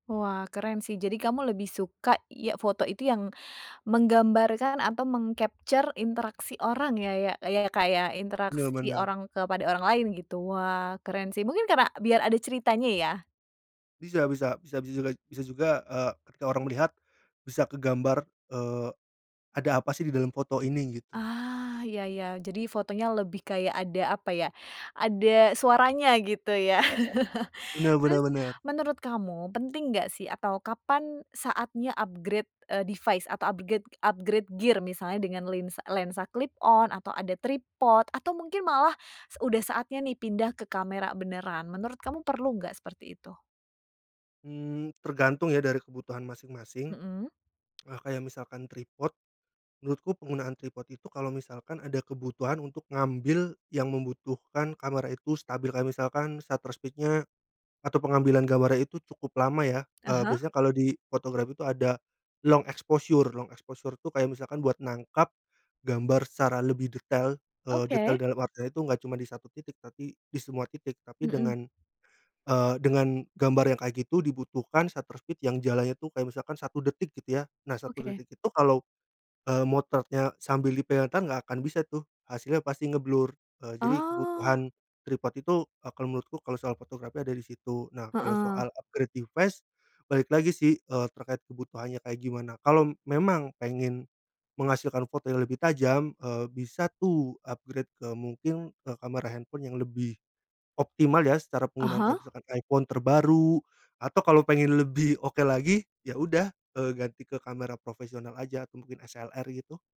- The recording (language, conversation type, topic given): Indonesian, podcast, Bagaimana Anda mulai belajar fotografi dengan ponsel pintar?
- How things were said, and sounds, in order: in English: "meng-capture"; laugh; in English: "upgrade"; in English: "device"; in English: "upgrade, upgrade gear?"; in English: "clip on"; other background noise; in English: "shutter speed-nya"; in English: "long exposure. Long exposure"; tapping; in English: "shutter speed"; in English: "upgrade device"; in English: "upgrade"; laughing while speaking: "lebih"; in English: "SLR"